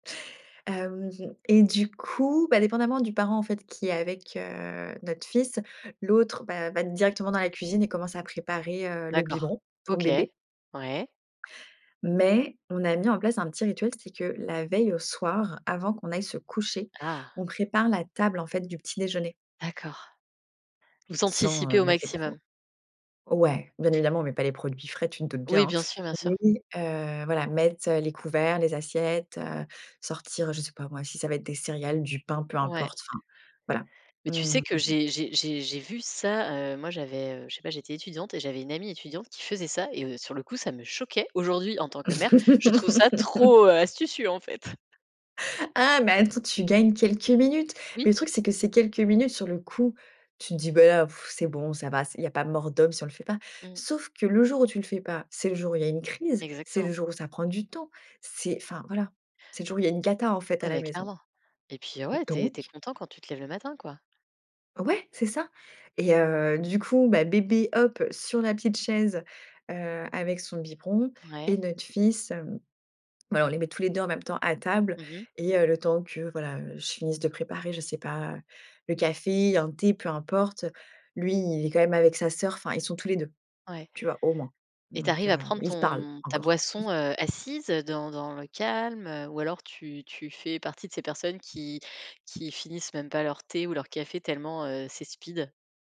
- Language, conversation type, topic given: French, podcast, Comment vous organisez-vous les matins où tout doit aller vite avant l’école ?
- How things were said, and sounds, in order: other background noise; stressed: "directement"; stressed: "coucher"; tapping; "mettre" said as "mette"; stressed: "ça"; stressed: "choquait"; laugh; laughing while speaking: "trop, heu astucieux, en fait"; stressed: "quelques"; stressed: "coup"; scoff; stressed: "crise"; laugh